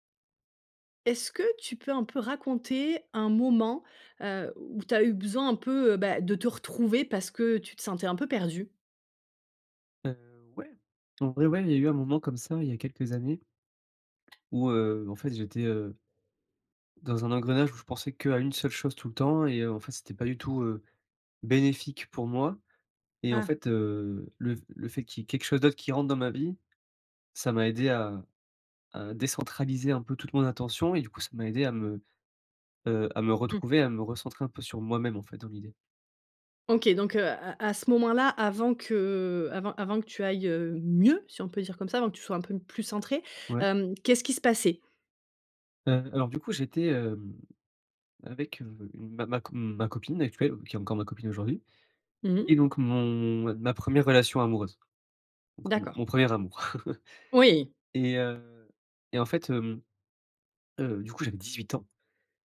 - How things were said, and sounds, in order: tapping; other background noise; drawn out: "que"; chuckle
- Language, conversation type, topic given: French, podcast, Qu’est-ce qui t’a aidé à te retrouver quand tu te sentais perdu ?